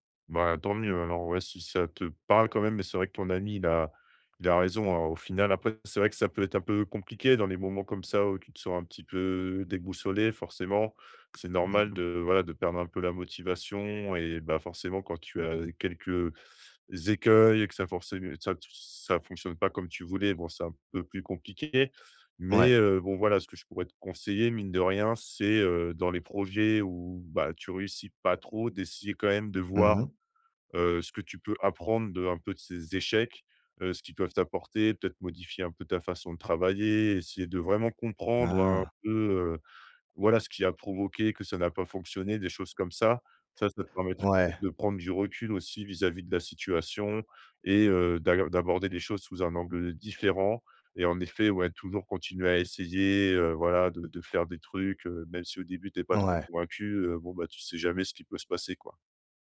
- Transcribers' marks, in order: other background noise; tapping
- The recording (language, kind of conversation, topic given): French, advice, Comment surmonter la fatigue et la démotivation au quotidien ?